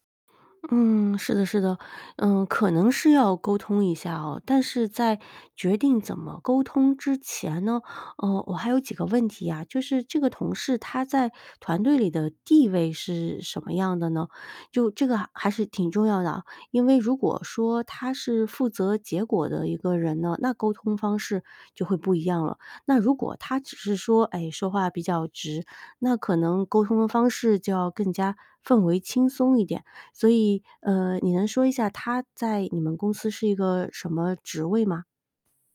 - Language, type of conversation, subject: Chinese, advice, 同事对我的方案提出尖锐反馈让我不知所措，我该如何应对？
- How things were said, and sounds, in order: none